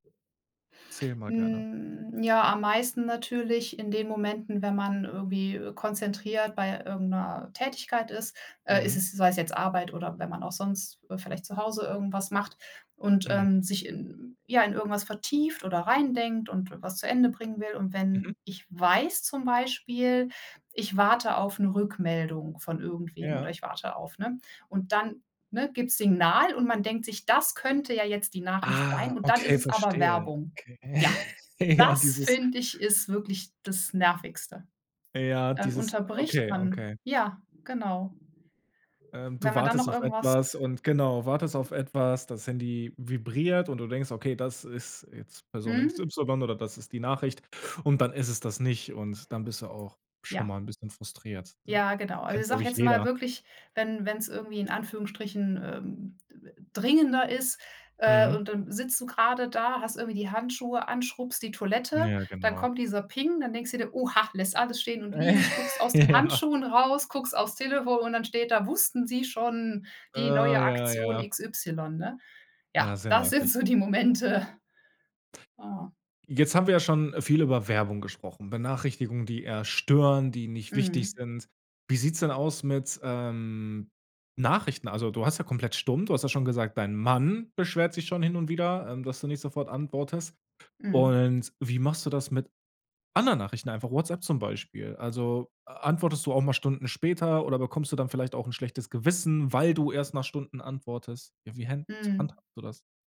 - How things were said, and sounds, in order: other background noise; surprised: "Ah"; giggle; laugh; laughing while speaking: "Ja"; put-on voice: "Wussten Sie schon"; laughing while speaking: "so die Momente"; stressed: "dein Mann"; stressed: "weil"
- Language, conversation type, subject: German, podcast, Sag mal, wie gehst du mit ständigen Handy‑Benachrichtigungen um?